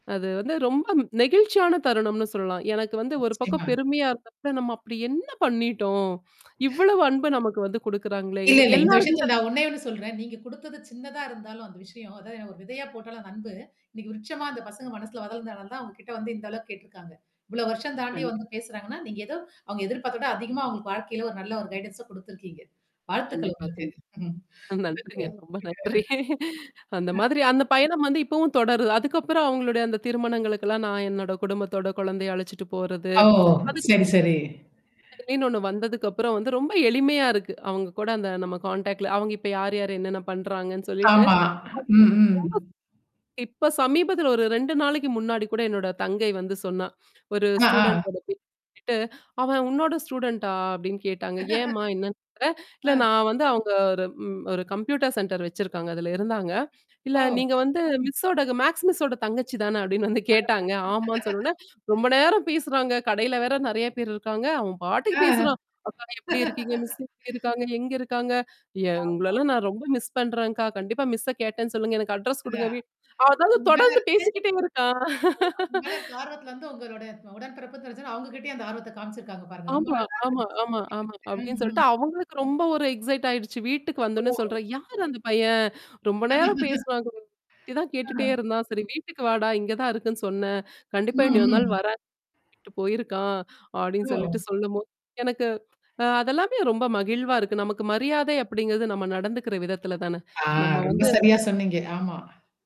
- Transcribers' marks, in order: distorted speech; tsk; inhale; unintelligible speech; "வளந்தனாலதான்" said as "வதல்தளன்தான்"; laughing while speaking: "அ நன்றிங்க. ரொம்ப நன்றி"; in English: "கைடன்ஸ"; chuckle; unintelligible speech; in English: "கான்டாக்ட்ல"; in English: "ஸ்டூடண்ட்டோட"; in English: "ஸ்டூடண்டா?"; laugh; unintelligible speech; in English: "மேக்ஸ் மிஸ்ஸோட"; laughing while speaking: "அப்பிடின்னு வந்து கேட்டாங்க"; unintelligible speech; laugh; laugh; in English: "அட்ரெஸ்"; laughing while speaking: "இருக்கான்"; laugh; unintelligible speech; in English: "எக்ஸைட்"; laugh
- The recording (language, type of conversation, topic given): Tamil, podcast, பயணத்தின் போது ஒருவரால் நீங்கள் எதிர்பாராத வகையில் மரியாதை காட்டப்பட்ட அனுபவத்தைப் பகிர்ந்து சொல்ல முடியுமா?